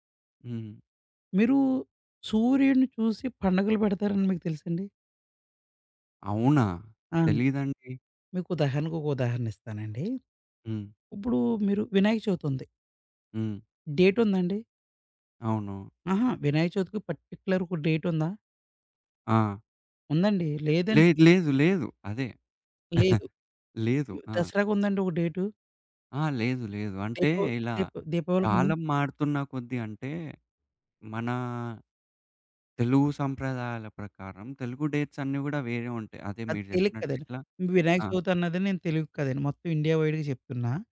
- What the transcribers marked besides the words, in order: other background noise; in English: "పార్టిక్యులర్"; chuckle; in English: "డేట్స్"; in English: "వైడ్‌గా"
- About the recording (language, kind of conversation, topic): Telugu, podcast, సూర్యాస్తమయం చూసిన తర్వాత మీ దృష్టికోణంలో ఏ మార్పు వచ్చింది?